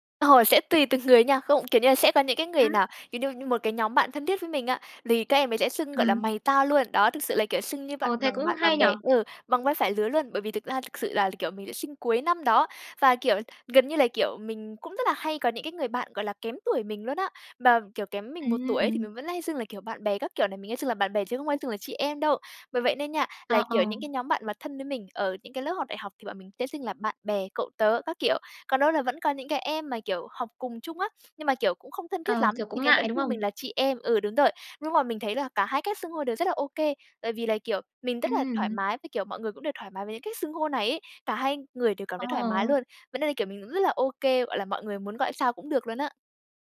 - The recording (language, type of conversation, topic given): Vietnamese, podcast, Bạn có cách nào để bớt ngại hoặc xấu hổ khi phải học lại trước mặt người khác?
- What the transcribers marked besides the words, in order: laughing while speaking: "người"; tapping